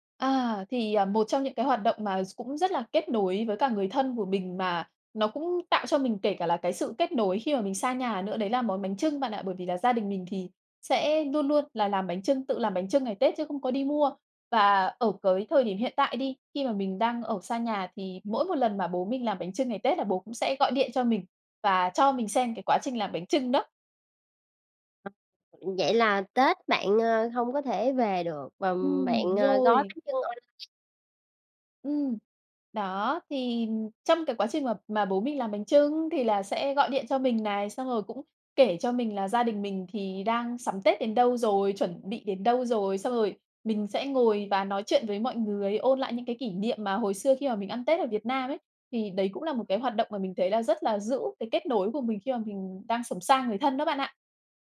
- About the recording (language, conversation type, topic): Vietnamese, podcast, Món ăn giúp bạn giữ kết nối với người thân ở xa như thế nào?
- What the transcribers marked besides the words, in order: tapping; "cái" said as "cới"; other background noise